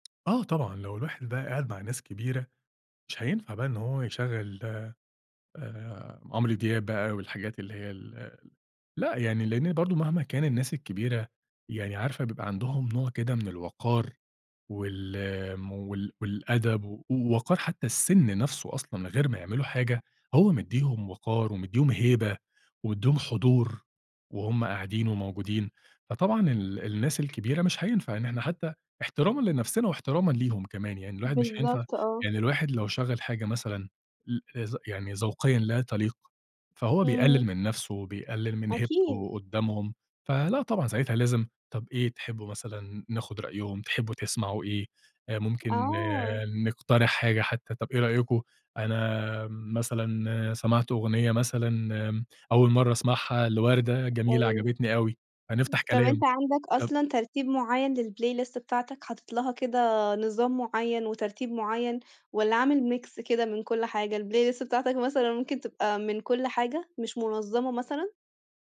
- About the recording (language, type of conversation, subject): Arabic, podcast, إزاي بتختار الأغاني لبلاي ليست مشتركة؟
- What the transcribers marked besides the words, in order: tapping; unintelligible speech; in English: "للplaylist"; in English: "mix"; in English: "الplaylist"